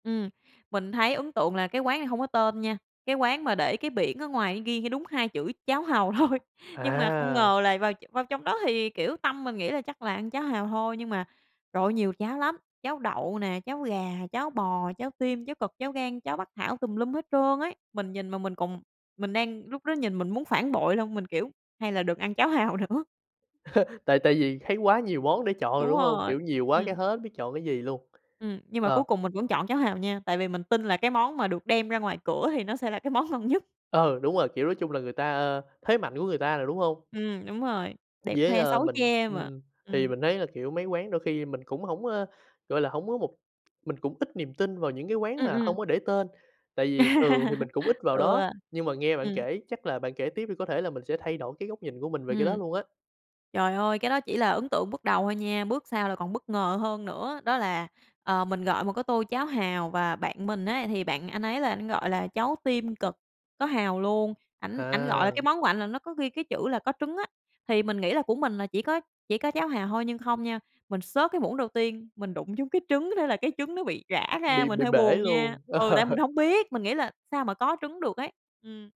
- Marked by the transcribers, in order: laughing while speaking: "thôi"; laughing while speaking: "hàu nữa"; laugh; tapping; laughing while speaking: "món"; laugh; laugh
- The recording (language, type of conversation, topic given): Vietnamese, podcast, Bạn có thể kể về một trải nghiệm ẩm thực hoặc món ăn khiến bạn nhớ mãi không?